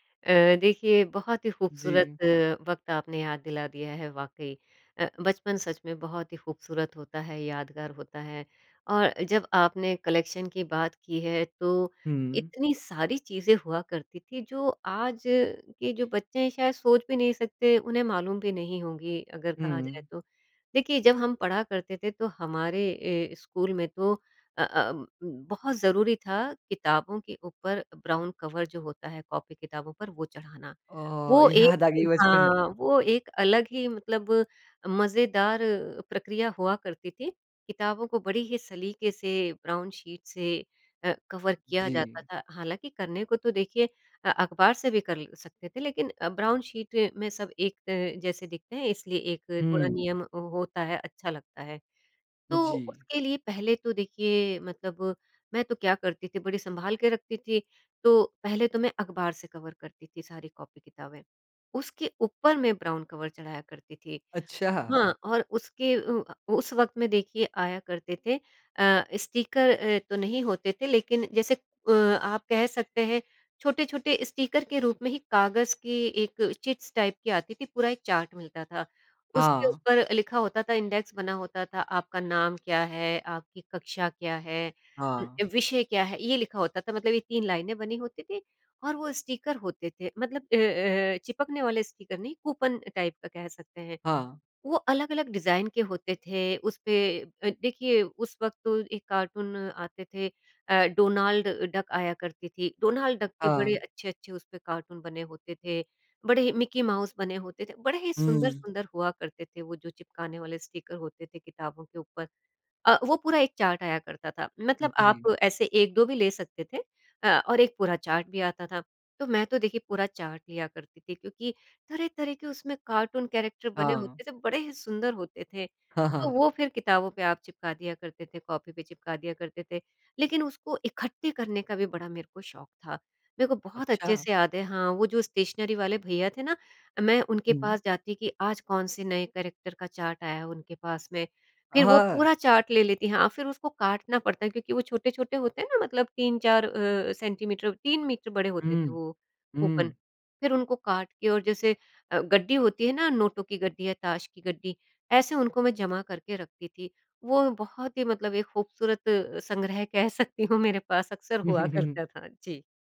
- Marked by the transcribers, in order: in English: "कलेक्शन"; in English: "ब्राउन कवर"; laughing while speaking: "याद आ गयी बचपन की"; in English: "ब्राउन शीट"; in English: "कवर"; in English: "ब्राउन शीट"; in English: "कवर"; in English: "ब्राउन कवर"; in English: "स्टीकर"; laughing while speaking: "अच्छा!"; in English: "स्टीकर"; in English: "चिट्स टाइप"; in English: "इंडेक्स"; in English: "स्टीकर"; in English: "स्टीकर"; in English: "टाइप"; in English: "स्टीकर"; in English: "कैरेक्टर"; chuckle; in English: "स्टेशनरी"; in English: "कैरेक्टर"; laughing while speaking: "कह सकती हूँ"; chuckle
- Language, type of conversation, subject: Hindi, podcast, बचपन में आपको किस तरह के संग्रह पर सबसे ज़्यादा गर्व होता था?